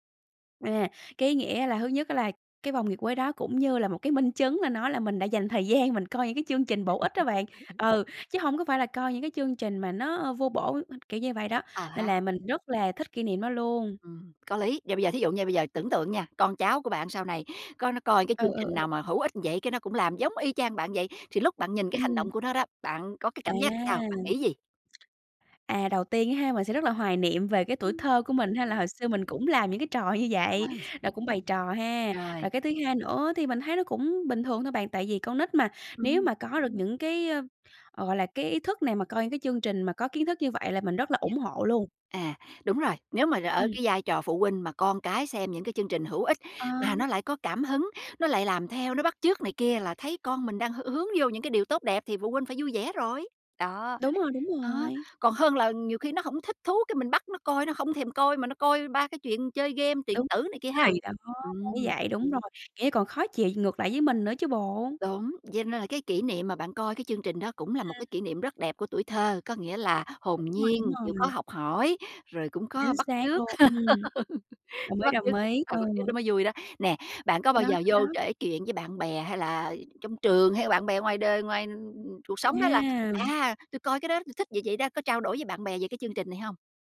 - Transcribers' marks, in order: tapping; laughing while speaking: "gian"; laugh; other background noise; unintelligible speech; laugh
- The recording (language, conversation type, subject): Vietnamese, podcast, Bạn nhớ nhất chương trình truyền hình nào thời thơ ấu?